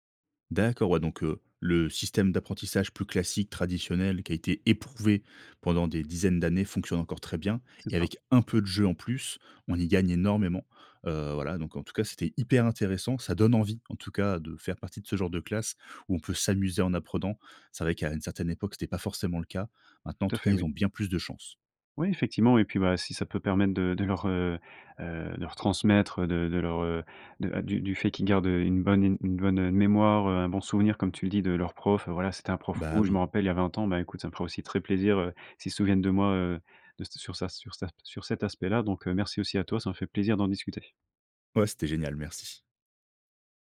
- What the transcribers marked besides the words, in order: stressed: "éprouvé"; stressed: "un peu"
- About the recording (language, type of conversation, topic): French, podcast, Comment le jeu peut-il booster l’apprentissage, selon toi ?
- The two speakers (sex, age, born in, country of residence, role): male, 25-29, France, France, guest; male, 30-34, France, France, host